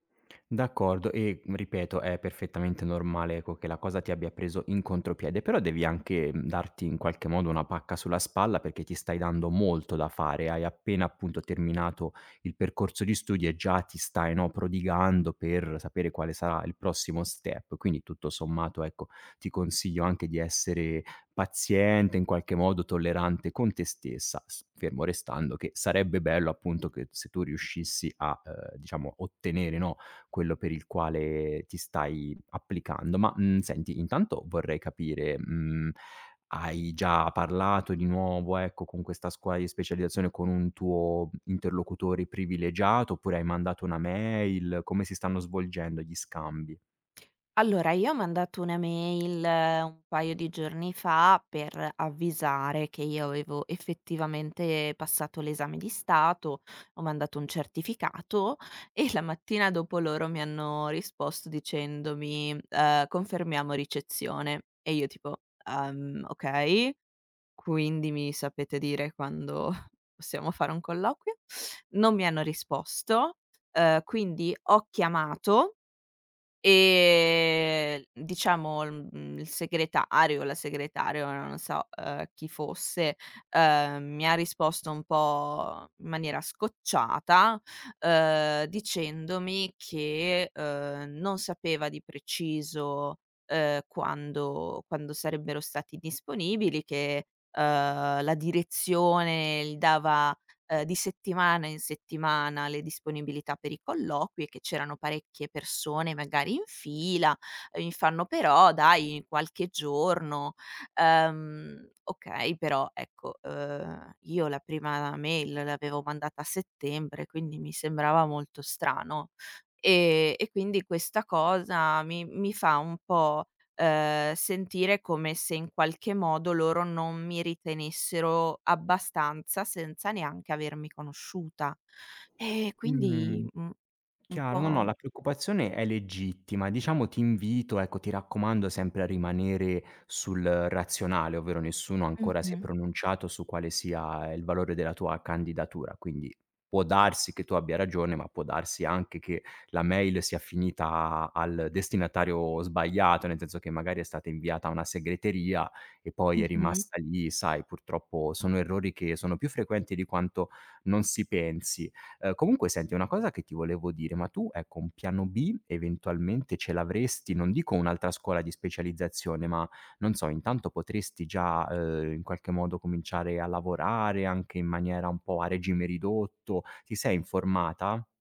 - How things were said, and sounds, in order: other background noise; tapping; drawn out: "e"
- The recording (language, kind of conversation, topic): Italian, advice, Come posso gestire l’ansia di fallire in un nuovo lavoro o in un progetto importante?